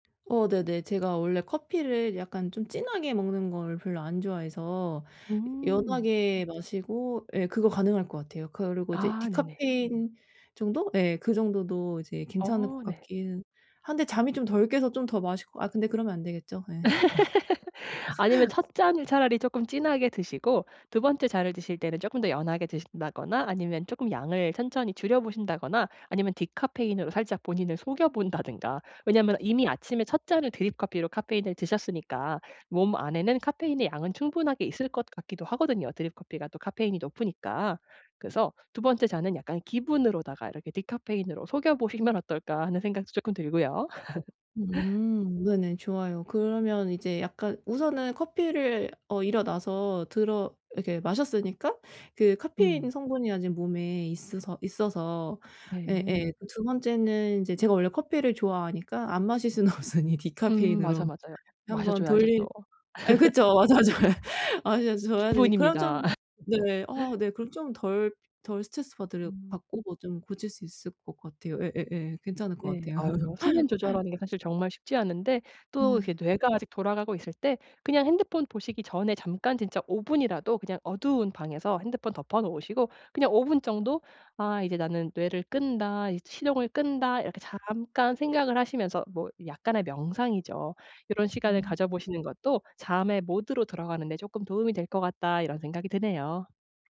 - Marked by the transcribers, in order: laugh; laughing while speaking: "본다든가"; laugh; laughing while speaking: "없으니"; laughing while speaking: "자주. 예"; laugh; laugh; laugh; tapping
- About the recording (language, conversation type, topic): Korean, advice, 매일 같은 시간에 잠들고 일어나는 습관을 어떻게 만들 수 있을까요?